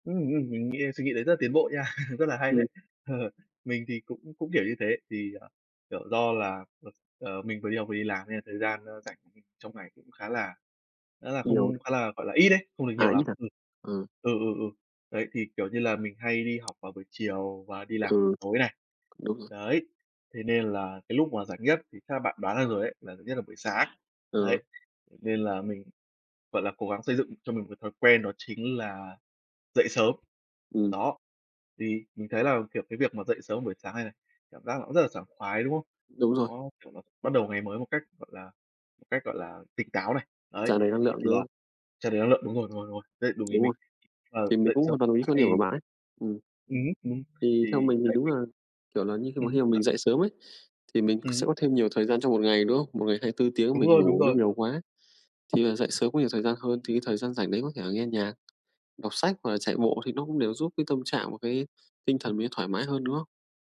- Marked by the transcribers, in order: other background noise; chuckle; laughing while speaking: "Ờ"; tapping; unintelligible speech
- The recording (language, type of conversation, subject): Vietnamese, unstructured, Bạn làm gì để cân bằng giữa công việc và cuộc sống?